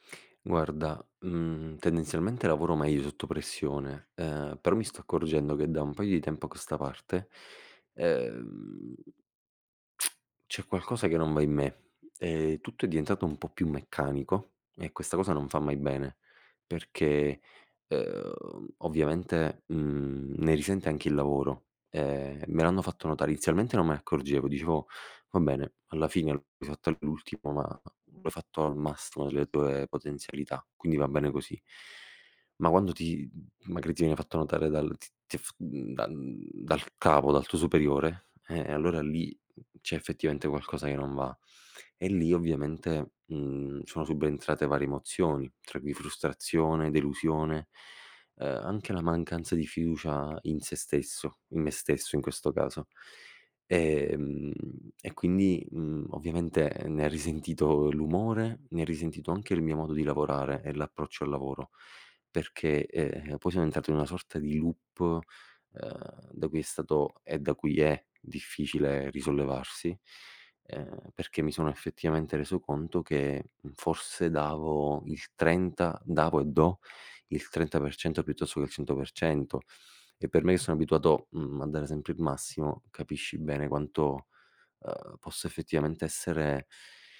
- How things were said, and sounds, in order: lip smack; tapping
- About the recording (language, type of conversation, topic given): Italian, advice, Come posso smettere di procrastinare su un progetto importante fino all'ultimo momento?